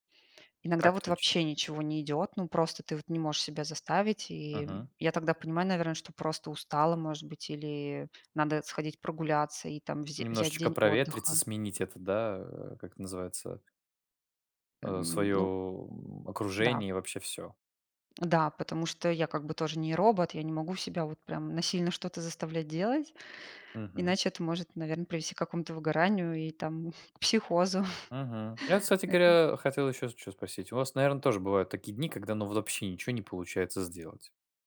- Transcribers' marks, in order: chuckle
- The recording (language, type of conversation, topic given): Russian, unstructured, Какие технологии помогают вам в организации времени?